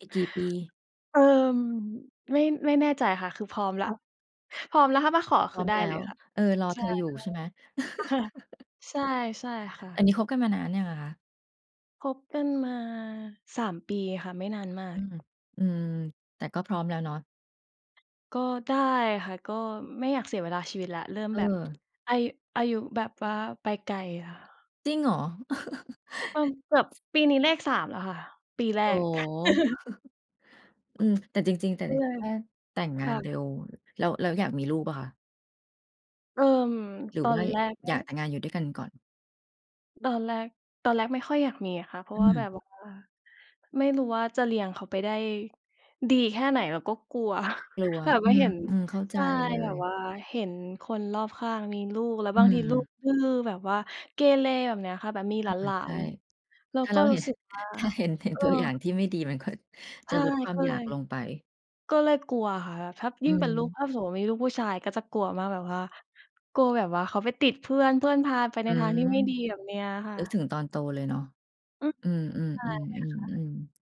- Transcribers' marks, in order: laugh; giggle; chuckle; laugh; chuckle; laughing while speaking: "เห็น ถ้าเห็น เห็นตัวอย่างที่ไม่ดี มันก็"
- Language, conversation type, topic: Thai, unstructured, คุณอยากเห็นตัวเองในอีก 5 ปีข้างหน้าเป็นอย่างไร?